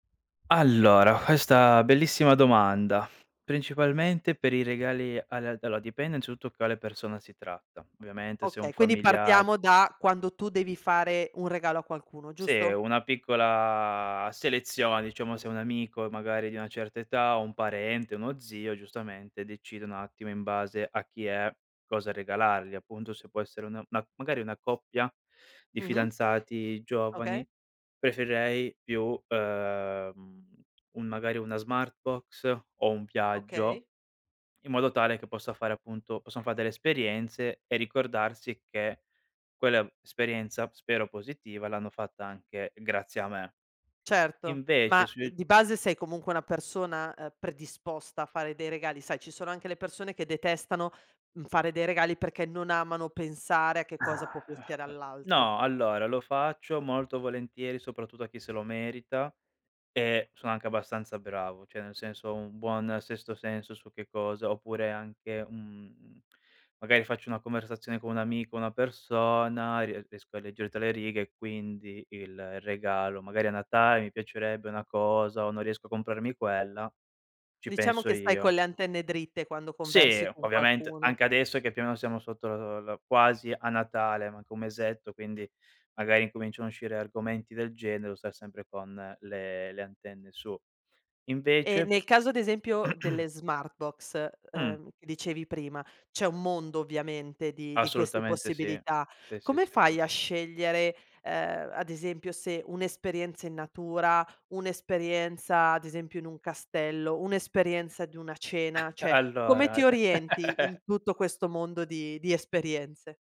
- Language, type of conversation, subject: Italian, podcast, Preferisci le esperienze o gli oggetti materiali, e perché?
- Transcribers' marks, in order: throat clearing; laugh